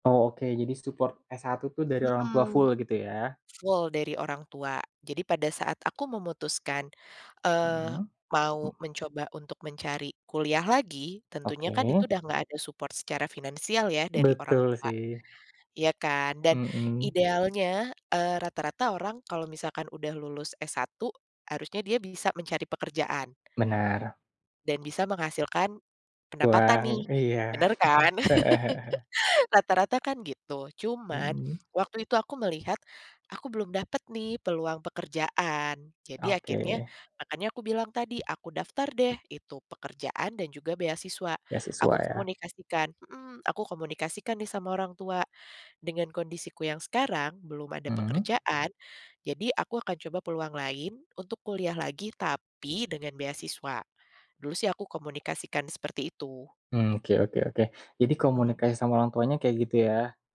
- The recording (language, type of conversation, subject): Indonesian, podcast, Bagaimana kamu memutuskan untuk melanjutkan sekolah atau langsung bekerja?
- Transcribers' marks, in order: in English: "support"; other background noise; in English: "support"; laugh; chuckle; tapping